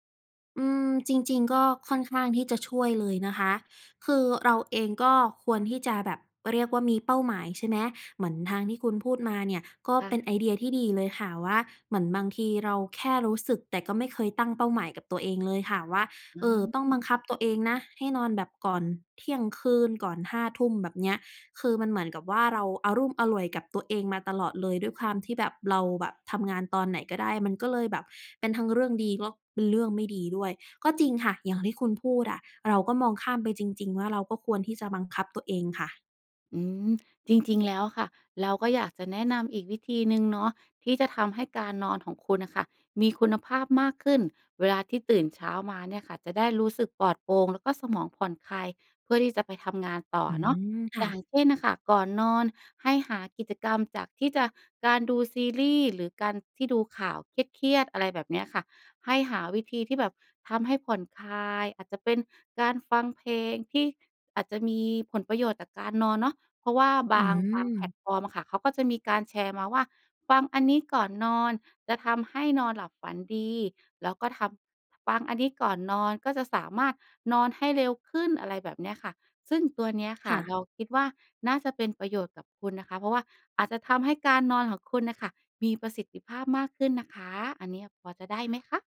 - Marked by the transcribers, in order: "อะลุ่มอล่วย" said as "อะรุ่มอล่วย"
- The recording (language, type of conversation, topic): Thai, advice, ฉันควรทำอย่างไรดีเมื่อฉันนอนไม่เป็นเวลาและตื่นสายบ่อยจนส่งผลต่องาน?